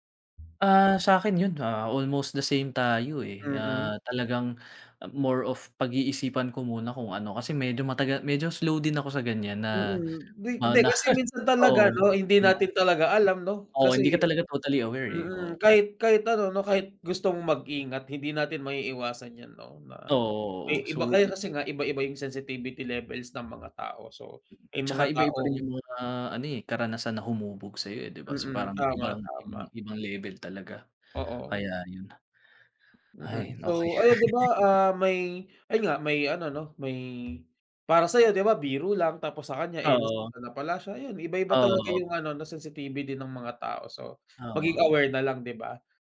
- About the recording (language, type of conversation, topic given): Filipino, unstructured, Paano mo hinaharap ang mga pagkakamali mo?
- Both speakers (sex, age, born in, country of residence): male, 25-29, Philippines, Philippines; male, 30-34, Philippines, Philippines
- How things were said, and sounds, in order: laughing while speaking: "na"; laugh